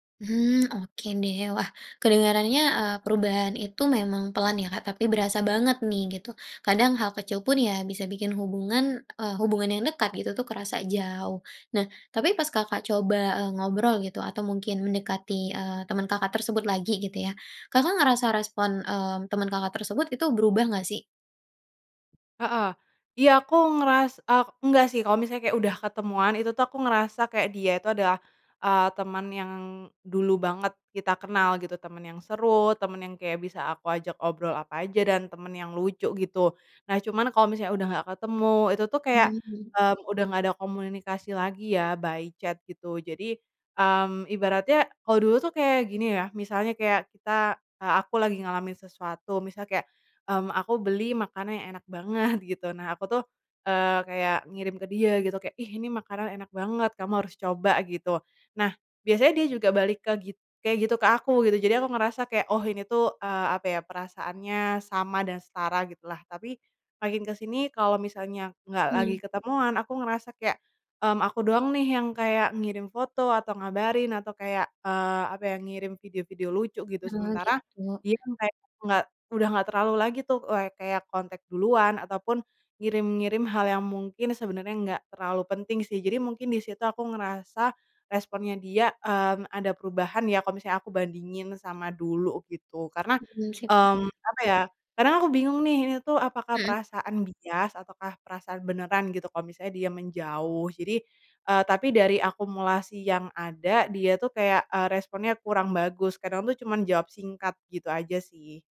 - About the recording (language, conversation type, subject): Indonesian, advice, Mengapa teman dekat saya mulai menjauh?
- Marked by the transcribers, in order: tapping; other background noise; in English: "by chat"; laughing while speaking: "banget"